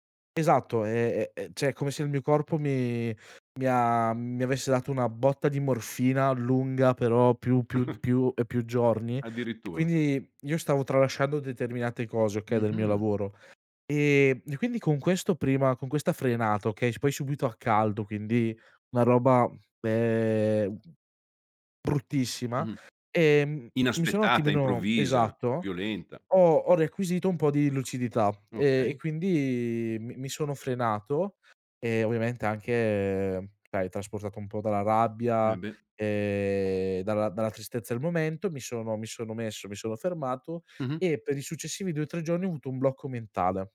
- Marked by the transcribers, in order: "cioè" said as "ceh"; chuckle
- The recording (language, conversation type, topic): Italian, podcast, In che modo le tue emozioni influenzano il tuo lavoro creativo?